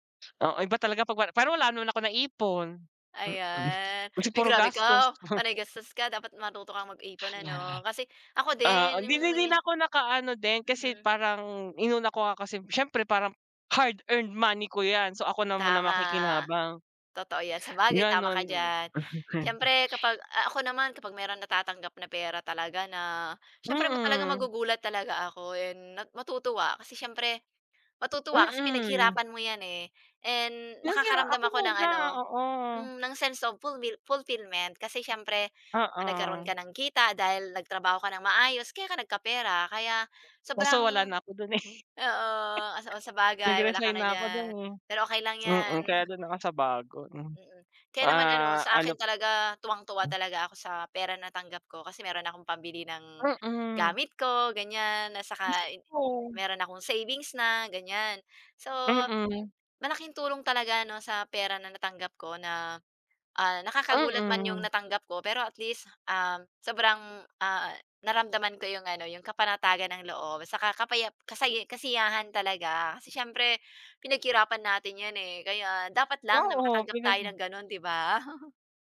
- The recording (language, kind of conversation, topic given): Filipino, unstructured, Ano ang pinakanakakagulat na nangyari sa’yo dahil sa pera?
- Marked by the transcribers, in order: sniff; in English: "sense of fulmil fulfillment"; chuckle; chuckle